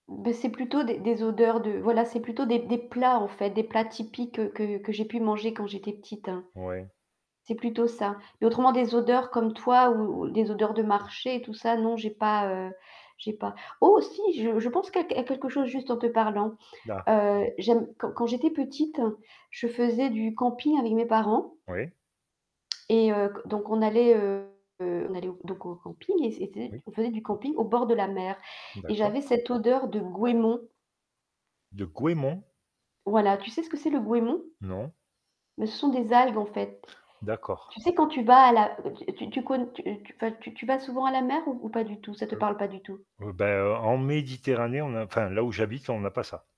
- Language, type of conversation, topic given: French, unstructured, Quelle odeur te ramène instantanément à un souvenir ?
- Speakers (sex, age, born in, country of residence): female, 55-59, France, France; male, 50-54, France, Portugal
- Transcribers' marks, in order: static; tapping; distorted speech; unintelligible speech; unintelligible speech